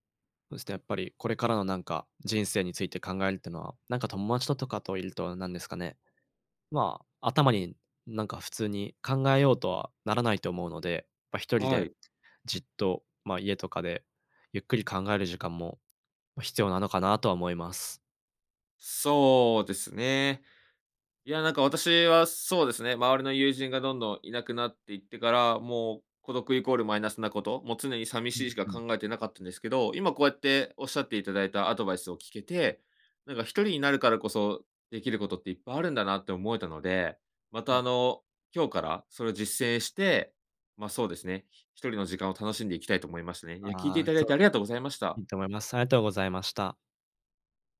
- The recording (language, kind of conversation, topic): Japanese, advice, 趣味に取り組む時間や友人と過ごす時間が減って孤独を感じるのはなぜですか？
- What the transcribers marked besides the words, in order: none